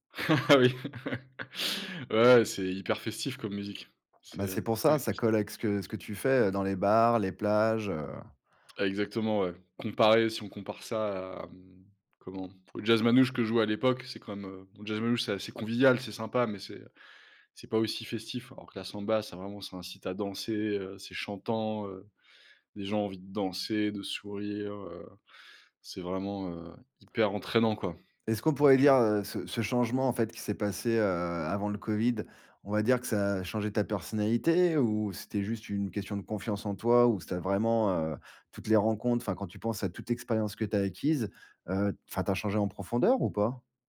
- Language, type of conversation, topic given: French, podcast, Raconte-moi un changement qui t'a transformé : pourquoi et comment ?
- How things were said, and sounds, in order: laughing while speaking: "Ah oui"; tapping; stressed: "profondeur"